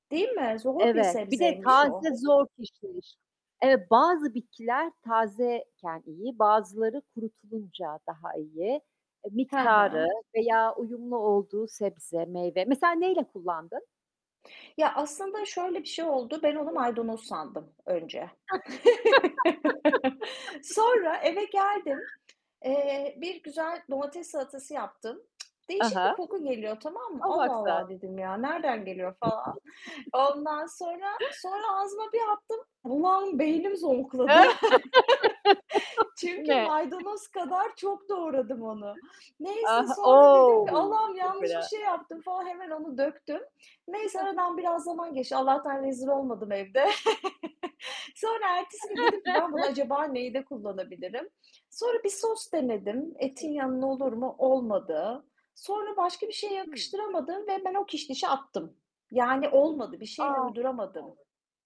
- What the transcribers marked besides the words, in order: static; distorted speech; tapping; laughing while speaking: "miktarı"; other background noise; laugh; tsk; chuckle; laugh; laughing while speaking: "Bu ne?"; chuckle; other noise; laugh; unintelligible speech
- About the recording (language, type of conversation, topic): Turkish, unstructured, Yemek yaparken en çok hangi malzemenin tadını seviyorsun?